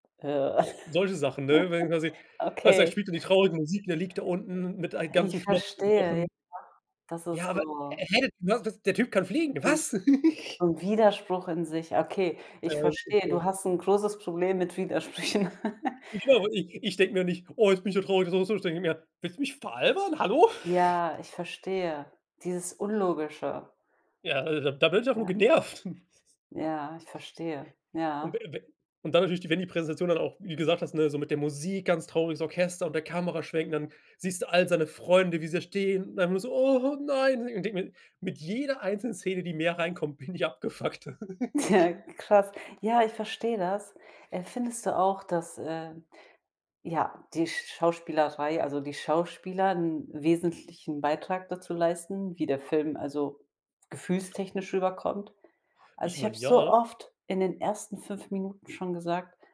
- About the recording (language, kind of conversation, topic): German, unstructured, Warum weinen wir manchmal bei Musik oder Filmen?
- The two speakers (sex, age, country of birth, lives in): female, 30-34, Germany, Germany; male, 25-29, Germany, Germany
- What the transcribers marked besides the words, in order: giggle; unintelligible speech; chuckle; other background noise; unintelligible speech; laughing while speaking: "Widersprüchen"; chuckle; unintelligible speech; drawn out: "Ja"; chuckle; chuckle; laughing while speaking: "bin"; laughing while speaking: "abgefuckter"; laughing while speaking: "Tja"; laugh; chuckle